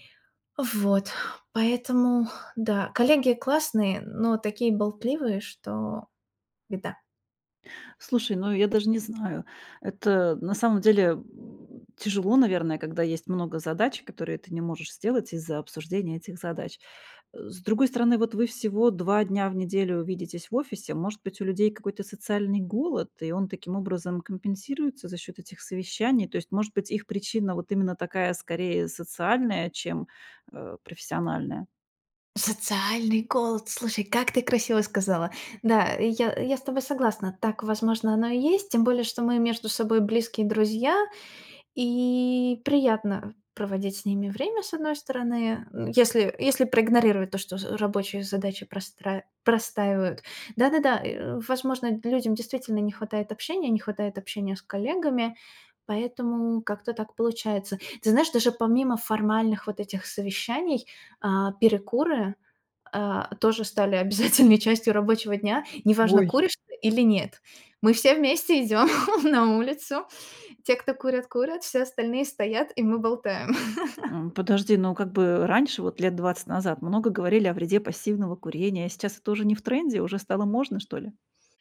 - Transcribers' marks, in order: laughing while speaking: "обязательной"; laughing while speaking: "идём"; tapping
- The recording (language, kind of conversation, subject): Russian, advice, Как сократить количество бессмысленных совещаний, которые отнимают рабочее время?